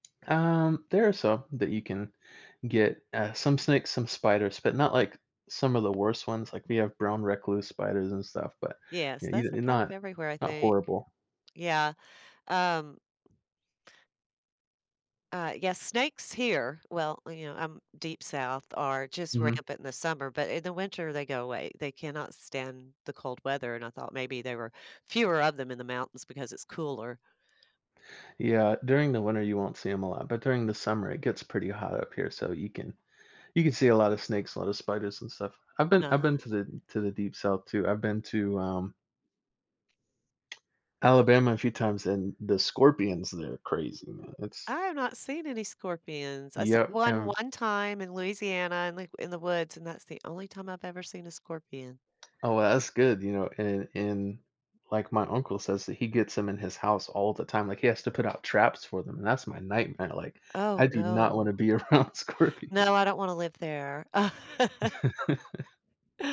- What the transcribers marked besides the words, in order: other background noise; tapping; laughing while speaking: "around scorpion"; laugh
- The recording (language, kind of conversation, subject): English, unstructured, How do you decide whether to drive or fly when planning a trip?
- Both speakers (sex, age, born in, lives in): female, 60-64, United States, United States; male, 20-24, United States, United States